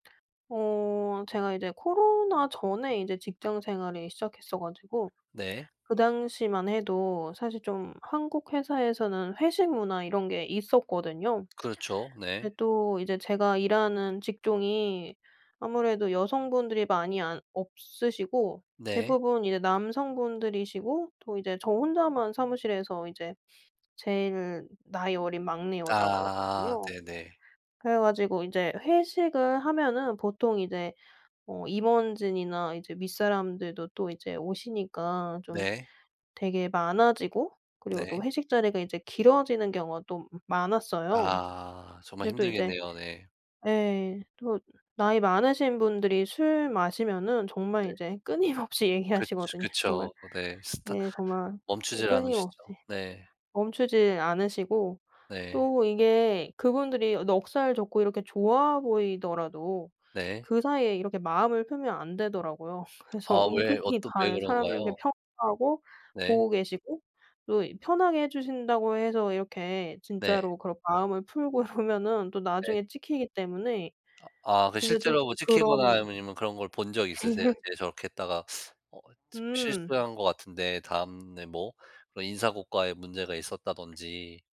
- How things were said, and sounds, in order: other background noise; tapping; laughing while speaking: "끊임없이 얘기하시거든요"; laughing while speaking: "되더라고요. 그래서"; laughing while speaking: "풀고 이러면은"; laugh
- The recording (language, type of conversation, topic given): Korean, podcast, 직장에서 경계를 건강하게 세우는 방법이 있을까요?